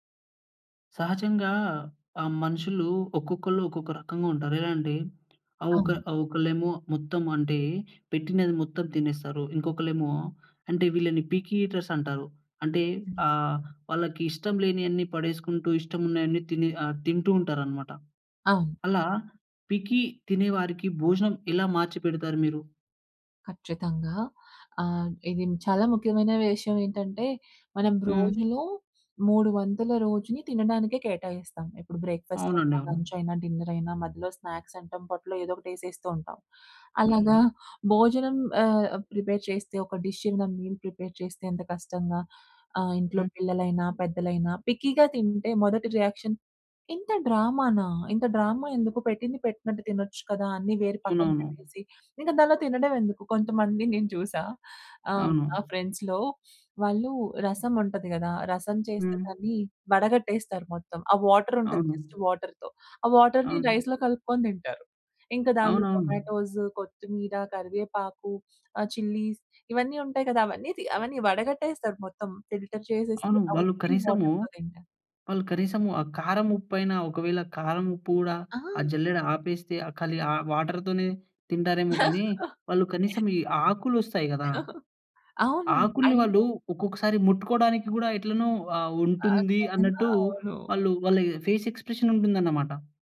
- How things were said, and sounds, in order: in English: "పిక్కీ ఈటర్స్"; in English: "పిక్కీ"; in English: "బ్రేక్‌ఫాస్ట్"; in English: "లంచ్"; in English: "డిన్నర్"; in English: "స్నాక్స్"; in English: "ప్రిపేర్"; in English: "డిష్"; in English: "మీల్ ప్రిపేర్"; in English: "పిక్కీగా"; in English: "రియాక్షన్"; in English: "డ్రామానా!"; in English: "డ్రామా"; in English: "ఫ్రెండ్స్‌లో"; in English: "వాటర్"; in English: "జస్ట్ వాటర్‌తో"; in English: "వాటర్‌ని రైస్‌లో"; in English: "టొమాటోస్"; in English: "చిల్లీస్"; in English: "ఫిల్టర్"; in English: "వాటర్‌తో"; other background noise; in English: "వాటర్‌తోనే"; laugh; laugh; in English: "ఫేస్ ఎక్స్‌ప్రె‌షన్"
- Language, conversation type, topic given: Telugu, podcast, పికీగా తినేవారికి భోజనాన్ని ఎలా సరిపోయేలా మార్చాలి?